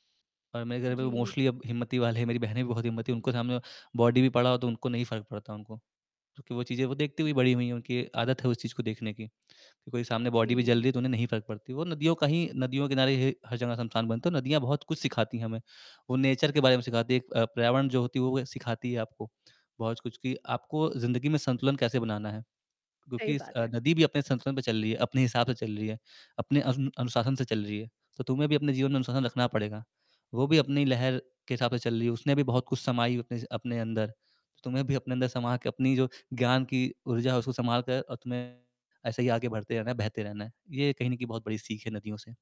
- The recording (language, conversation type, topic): Hindi, podcast, नदियों से आप ज़िंदगी के बारे में क्या सीखते हैं?
- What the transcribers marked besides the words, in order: in English: "मोस्टली"; in English: "बॉडी"; other background noise; tapping; in English: "बॉडी"; in English: "नेचर"; distorted speech